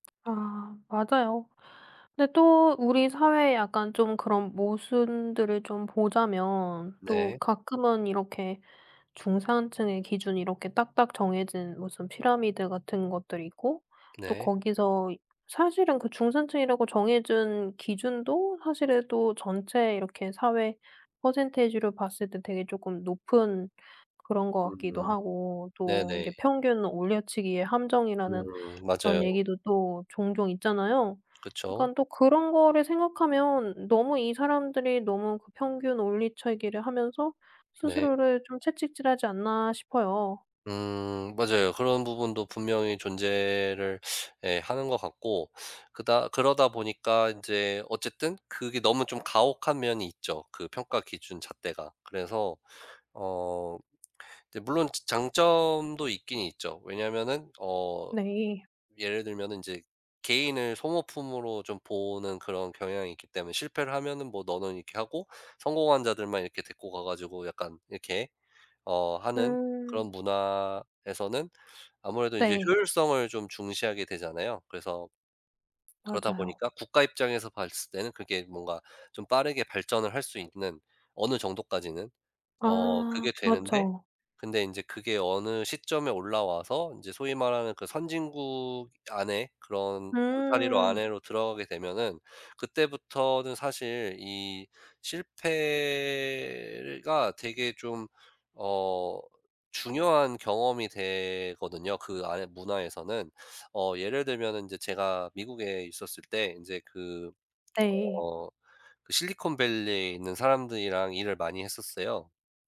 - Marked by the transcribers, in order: tapping; other background noise; "올려치기를" said as "올리쳐기를"
- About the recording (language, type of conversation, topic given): Korean, podcast, 실패를 숨기려는 문화를 어떻게 바꿀 수 있을까요?